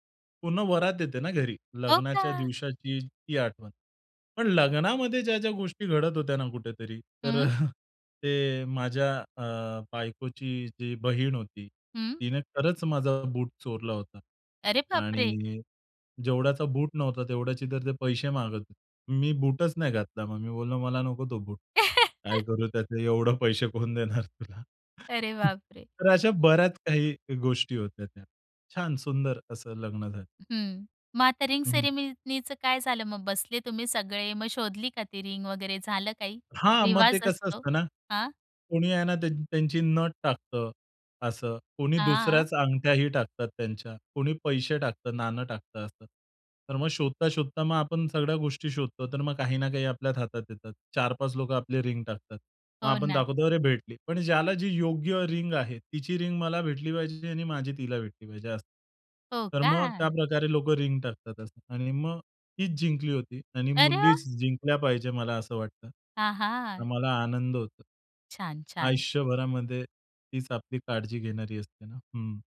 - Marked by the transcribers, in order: chuckle; other background noise; laugh; chuckle
- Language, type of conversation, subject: Marathi, podcast, लग्नाच्या दिवशीची आठवण सांगशील का?